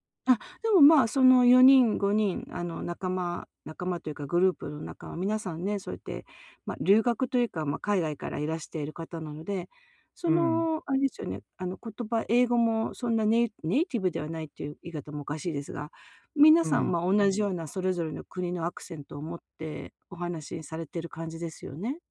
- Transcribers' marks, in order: none
- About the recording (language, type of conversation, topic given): Japanese, advice, グループの会話に入れないとき、どうすればいいですか？